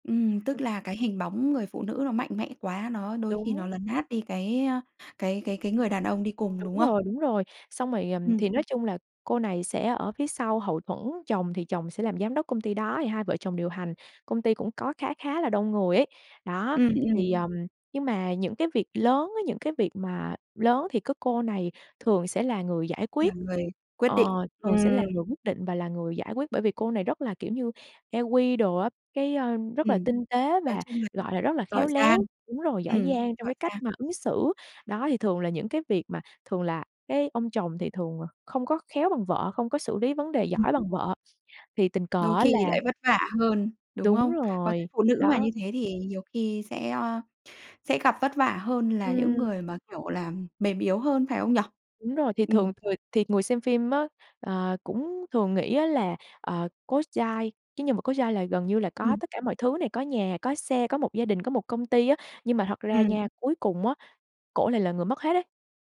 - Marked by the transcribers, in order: other background noise; tapping; in English: "E-Q"
- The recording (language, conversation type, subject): Vietnamese, podcast, Bạn có thể kể về một bộ phim khiến bạn nhớ mãi không?
- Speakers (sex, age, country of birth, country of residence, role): female, 25-29, Vietnam, Vietnam, guest; female, 35-39, Vietnam, Vietnam, host